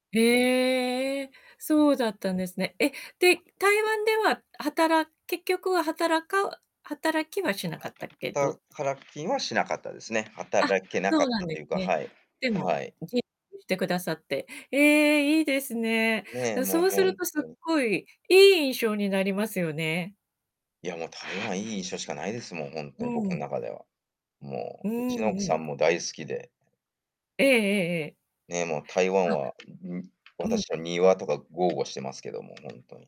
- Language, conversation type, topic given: Japanese, unstructured, 旅先で出会った人の中で、特に印象に残っている人はいますか？
- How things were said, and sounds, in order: other background noise; static; unintelligible speech; distorted speech